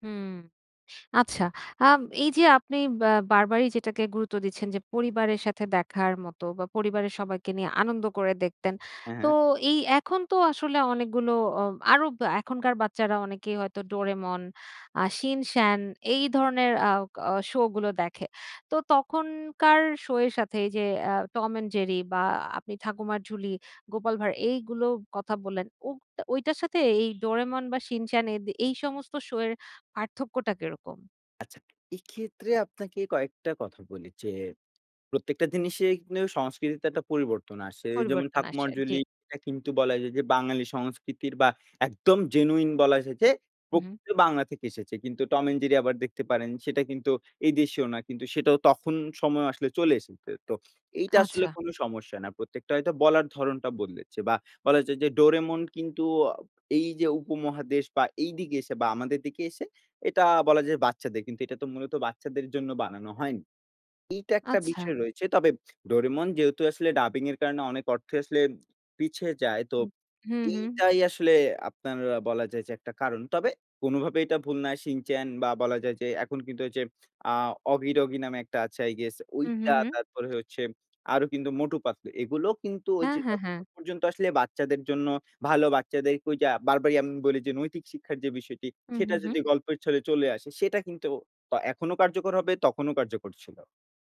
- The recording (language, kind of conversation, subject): Bengali, podcast, ছোটবেলায় কোন টিভি অনুষ্ঠান তোমাকে ভীষণভাবে মগ্ন করে রাখত?
- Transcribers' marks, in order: horn; "শিন-চ্যান" said as "সান"; tapping; other noise